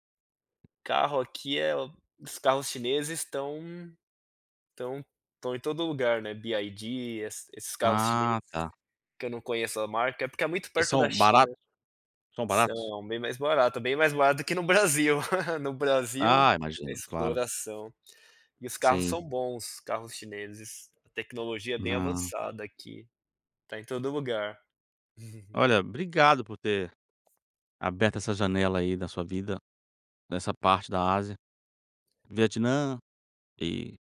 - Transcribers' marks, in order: tapping; laugh
- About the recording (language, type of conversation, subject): Portuguese, podcast, Que encontro durante uma viagem deu origem a uma amizade duradoura?